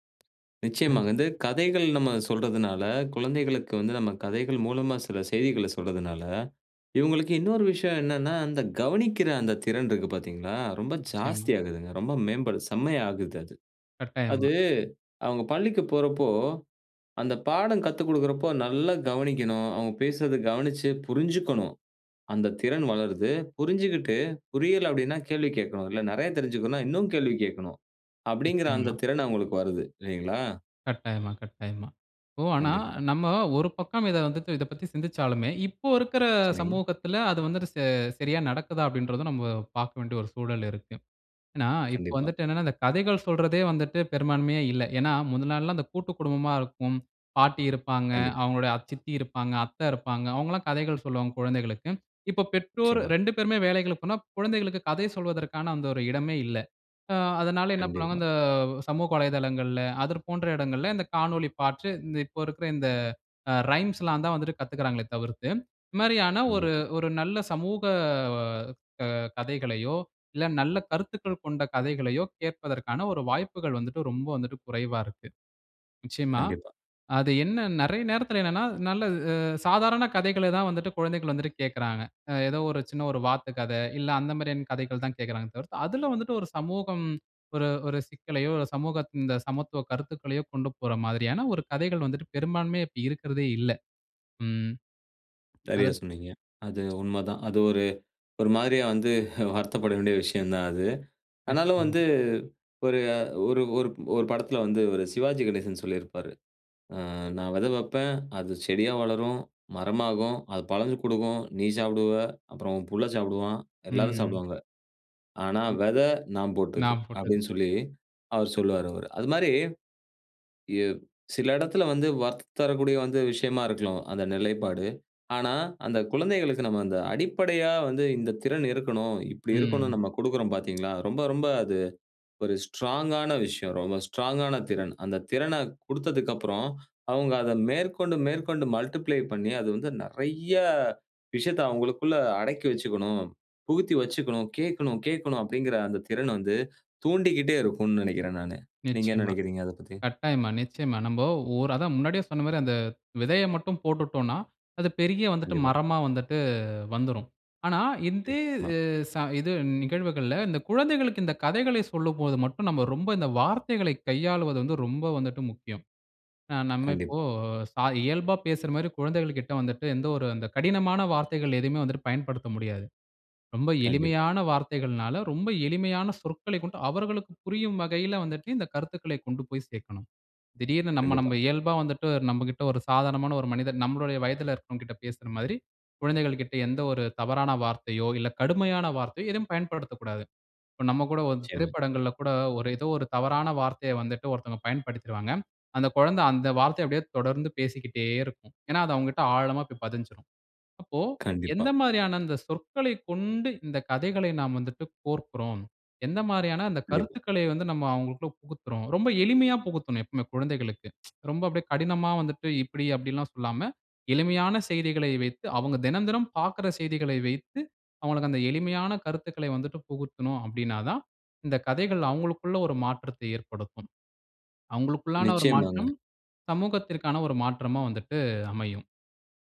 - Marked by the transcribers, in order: drawn out: "சமூக"; snort; unintelligible speech; tsk; other noise
- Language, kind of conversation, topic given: Tamil, podcast, கதைகள் மூலம் சமூக மாற்றத்தை எவ்வாறு தூண்ட முடியும்?